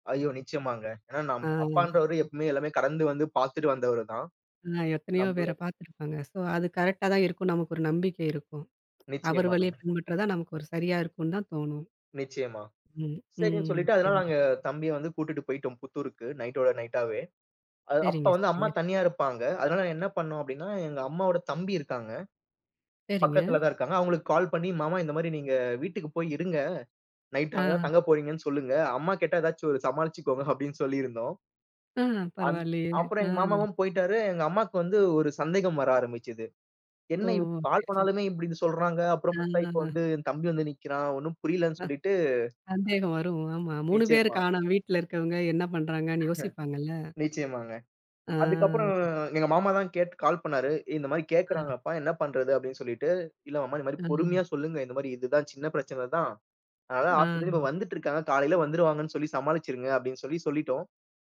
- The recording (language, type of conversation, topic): Tamil, podcast, உங்கள் உள்ளுணர்வையும் பகுப்பாய்வையும் எப்படிச் சமநிலைப்படுத்துகிறீர்கள்?
- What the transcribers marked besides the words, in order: drawn out: "அ"; in English: "ஸோ"; laughing while speaking: "சமாளித்துக்கோங்க"; drawn out: "ஆ"; chuckle